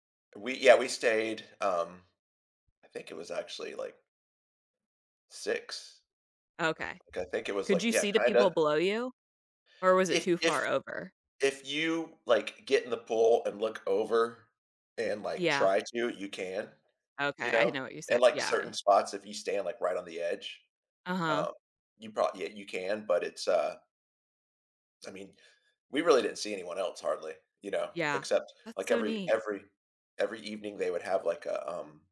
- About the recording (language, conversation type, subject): English, unstructured, What is your favorite memory from traveling to a new place?
- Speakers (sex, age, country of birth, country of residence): female, 35-39, United States, United States; male, 45-49, United States, United States
- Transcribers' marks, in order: none